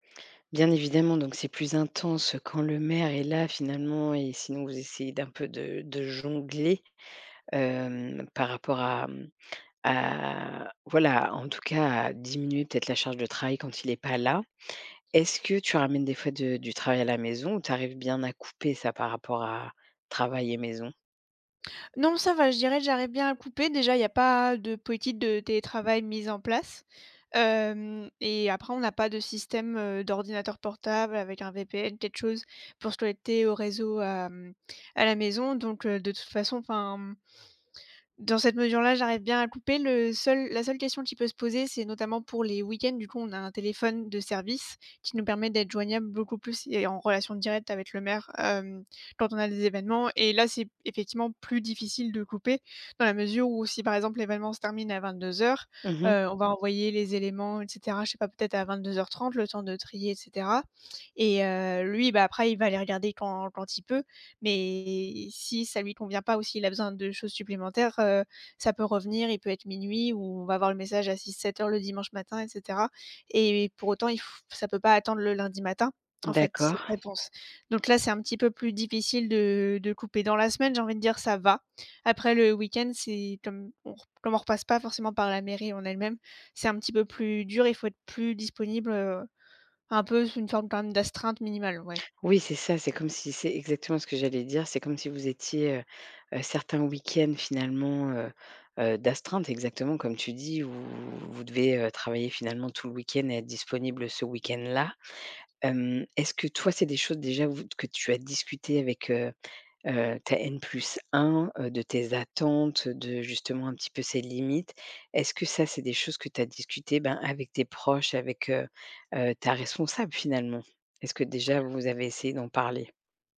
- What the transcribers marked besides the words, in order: stressed: "jongler"; drawn out: "à"; stressed: "là"; tapping; stressed: "ça va"
- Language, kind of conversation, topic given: French, advice, Comment puis-je rétablir un équilibre entre ma vie professionnelle et ma vie personnelle pour avoir plus de temps pour ma famille ?